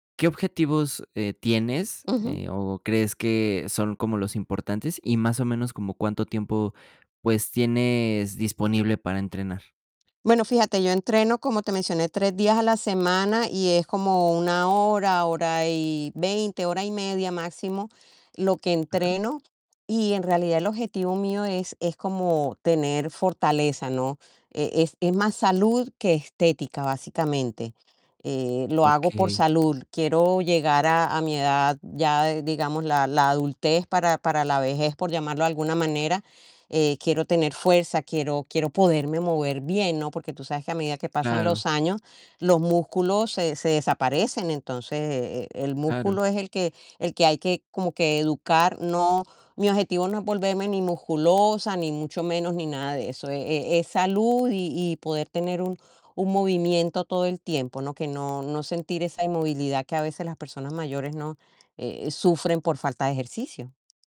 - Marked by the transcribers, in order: static
- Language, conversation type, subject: Spanish, advice, ¿Cómo puedo superar el miedo a lesionarme al intentar levantar pesas o aumentar la intensidad?